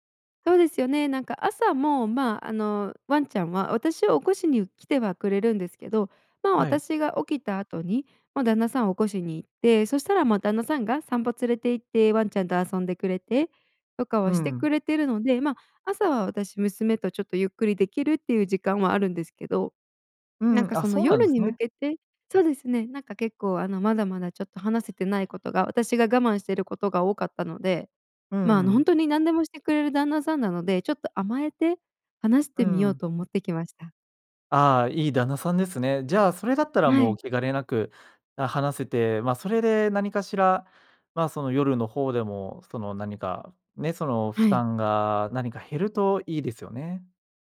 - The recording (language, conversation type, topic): Japanese, advice, 布団に入ってから寝つけずに長時間ゴロゴロしてしまうのはなぜですか？
- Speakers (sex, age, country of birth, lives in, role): female, 25-29, Japan, United States, user; male, 25-29, Japan, Germany, advisor
- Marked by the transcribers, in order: none